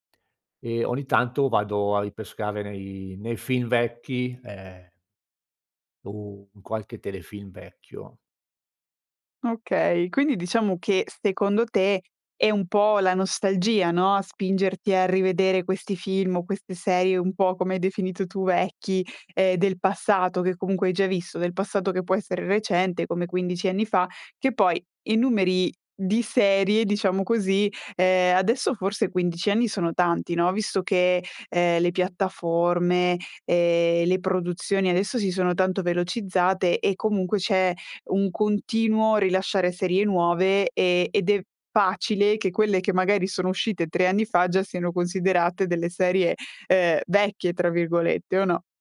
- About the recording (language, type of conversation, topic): Italian, podcast, In che modo la nostalgia influisce su ciò che guardiamo, secondo te?
- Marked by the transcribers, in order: none